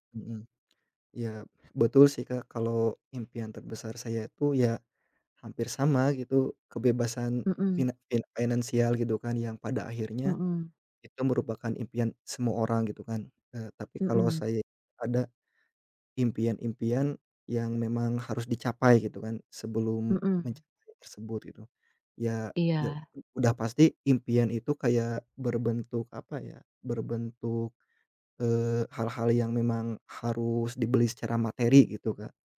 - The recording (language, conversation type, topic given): Indonesian, unstructured, Apa impian terbesar yang ingin kamu capai dalam lima tahun ke depan?
- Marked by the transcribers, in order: other background noise